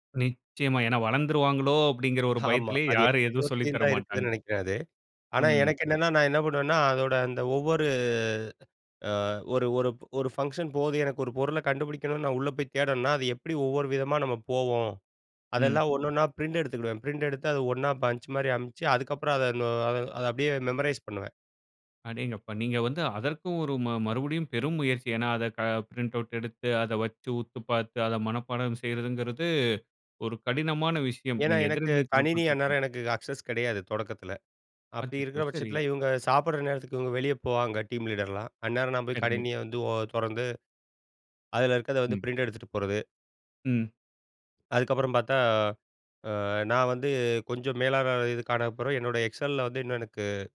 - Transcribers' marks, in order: laughing while speaking: "ஆமா"; in English: "ஃபங்க்ஷன்"; in English: "மெமரைஸ்"; in English: "பிரிண்ட் அவுட்"; in English: "அக்சஸ்"; in English: "டீம் லீடர்லாம்"
- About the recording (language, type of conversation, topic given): Tamil, podcast, பயிற்சி வகுப்புகளா அல்லது சுயபாடமா—உங்களுக்கு எது அதிக பயன் அளித்தது?